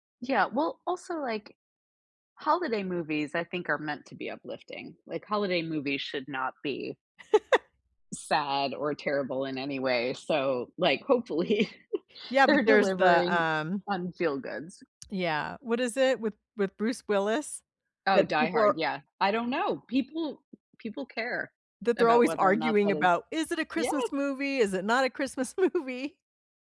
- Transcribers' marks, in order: laugh; laughing while speaking: "hopefully, they're"; other background noise; laughing while speaking: "movie?"
- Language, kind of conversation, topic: English, unstructured, What is your favorite holiday movie or song, and why?